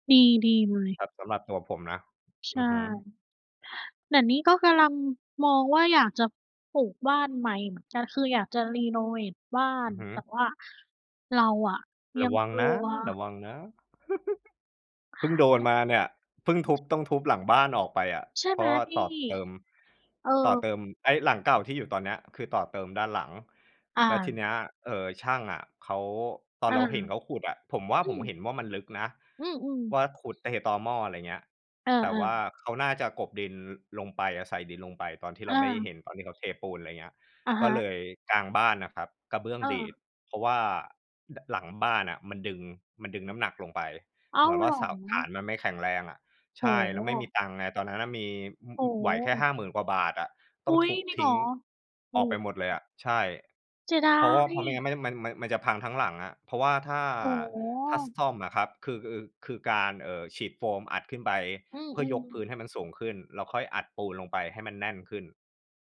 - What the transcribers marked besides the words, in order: "กำลัง" said as "กะลัง"; stressed: "นะ"; chuckle; other background noise
- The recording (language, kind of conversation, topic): Thai, unstructured, เงินออมคืออะไร และทำไมเราควรเริ่มออมเงินตั้งแต่เด็ก?